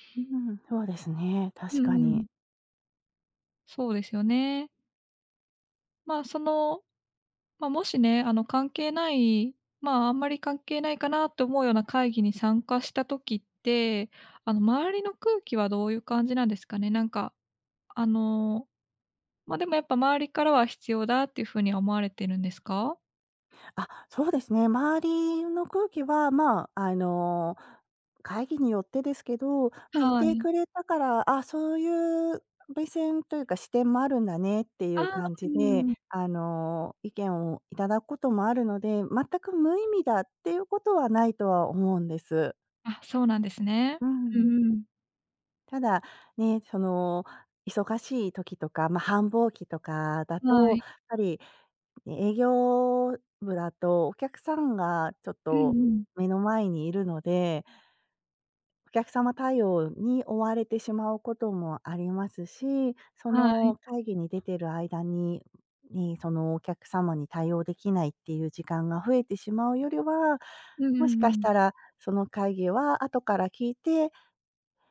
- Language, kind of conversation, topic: Japanese, advice, 会議が長引いて自分の仕事が進まないのですが、どうすれば改善できますか？
- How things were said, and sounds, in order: other background noise